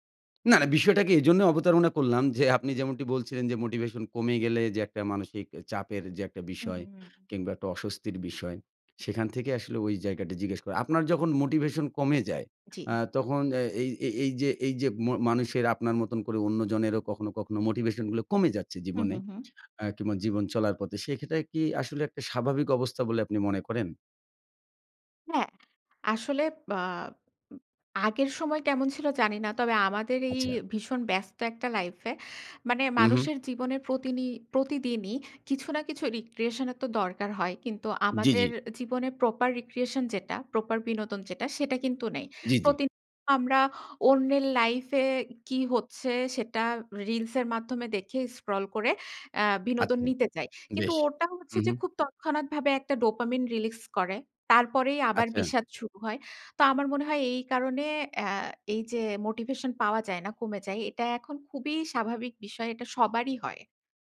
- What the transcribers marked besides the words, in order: in English: "recreation"; in English: "proper recreation"; in English: "proper"; in English: "dopamine"
- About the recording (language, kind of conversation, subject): Bengali, podcast, মোটিভেশন কমে গেলে আপনি কীভাবে নিজেকে আবার উদ্দীপ্ত করেন?